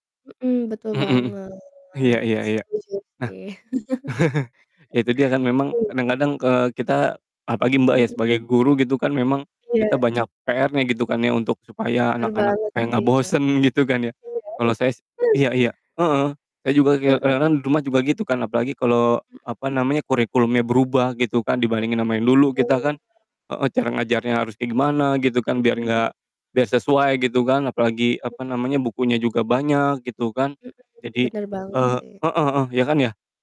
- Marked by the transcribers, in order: distorted speech; chuckle; unintelligible speech
- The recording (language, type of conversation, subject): Indonesian, unstructured, Menurut kamu, bagaimana cara membuat belajar jadi lebih menyenangkan?